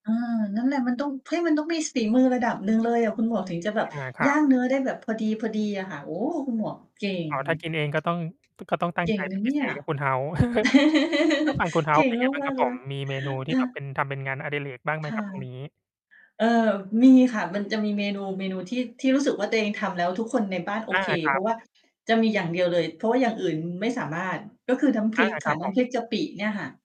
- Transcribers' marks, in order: distorted speech; laugh; tapping; laugh; "กะปิ" said as "จะปิ"
- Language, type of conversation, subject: Thai, unstructured, คุณรู้สึกอย่างไรเมื่อทำอาหารเป็นงานอดิเรก?